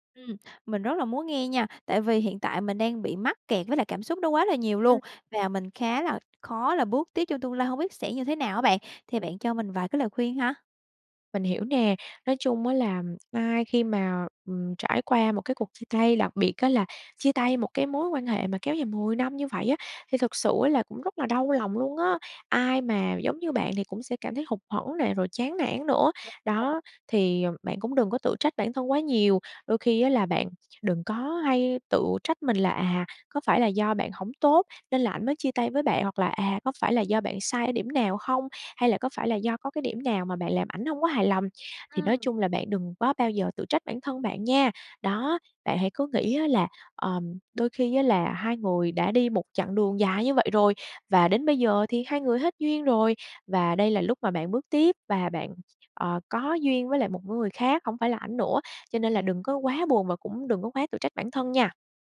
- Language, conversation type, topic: Vietnamese, advice, Làm sao để vượt qua cảm giác chật vật sau chia tay và sẵn sàng bước tiếp?
- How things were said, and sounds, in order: tapping; other background noise